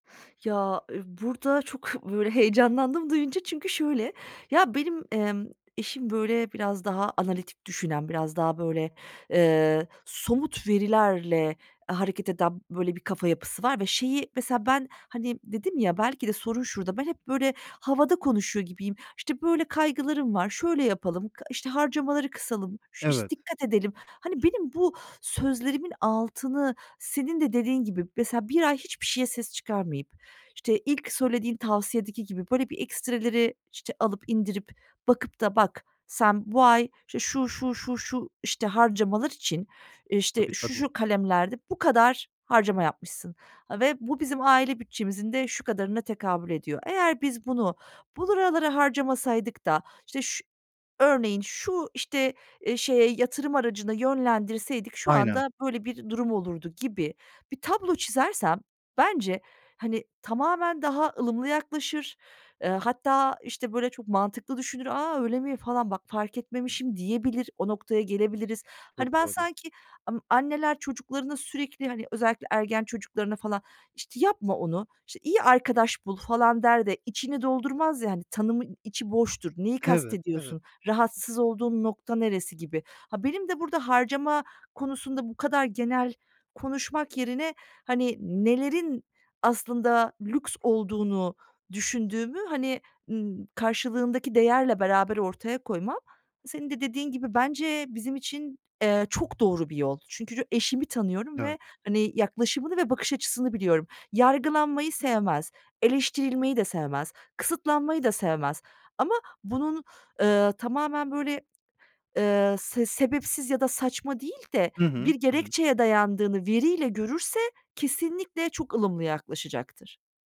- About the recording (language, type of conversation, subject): Turkish, advice, Eşinizle harcama öncelikleri konusunda neden anlaşamıyorsunuz?
- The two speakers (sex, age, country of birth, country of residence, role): female, 40-44, Turkey, Germany, user; male, 35-39, Turkey, Bulgaria, advisor
- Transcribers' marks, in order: laughing while speaking: "heyecanlandım duyunca çünkü şöyle"; "buralara" said as "bulıralara"; other background noise; stressed: "çok"